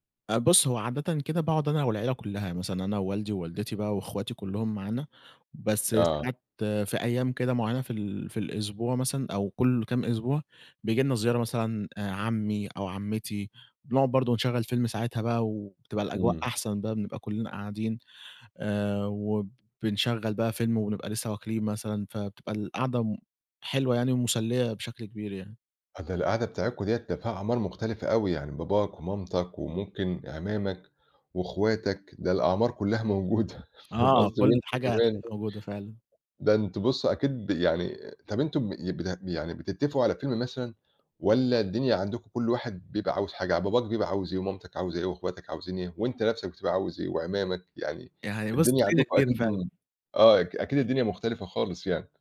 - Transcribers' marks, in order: unintelligible speech; tapping; other background noise; unintelligible speech
- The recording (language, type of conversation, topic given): Arabic, podcast, إزاي بتختاروا فيلم للعيلة لما الأذواق بتبقى مختلفة؟